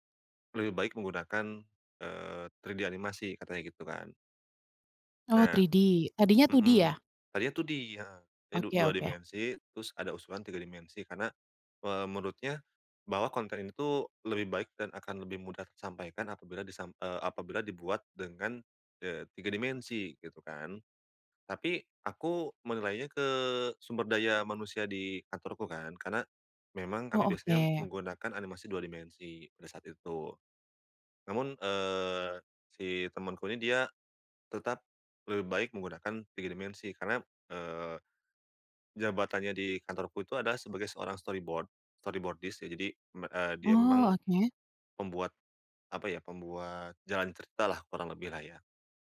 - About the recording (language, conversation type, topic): Indonesian, podcast, Bagaimana kamu menyeimbangkan pengaruh orang lain dan suara hatimu sendiri?
- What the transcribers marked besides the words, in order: in English: "three D"; in English: "three D"; in English: "two D"; tapping; in English: "Storyboard, Storyboardist"